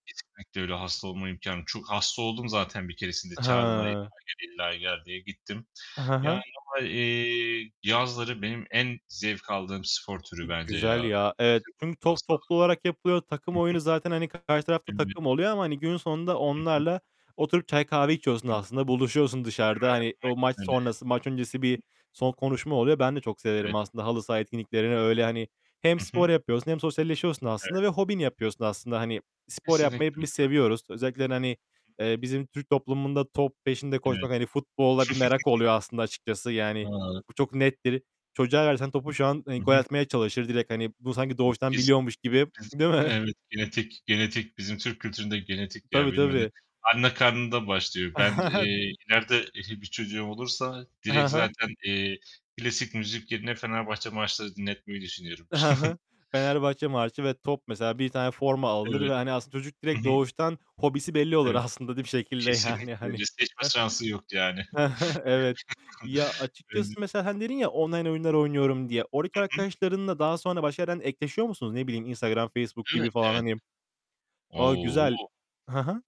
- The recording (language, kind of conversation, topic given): Turkish, unstructured, Hobilerin insan ilişkilerini nasıl etkilediğini düşünüyorsun?
- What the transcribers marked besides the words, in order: distorted speech; other background noise; unintelligible speech; unintelligible speech; unintelligible speech; unintelligible speech; chuckle; unintelligible speech; mechanical hum; unintelligible speech; laughing while speaking: "değil mi?"; unintelligible speech; chuckle; chuckle; tapping; laughing while speaking: "aslında da"; chuckle; chuckle; unintelligible speech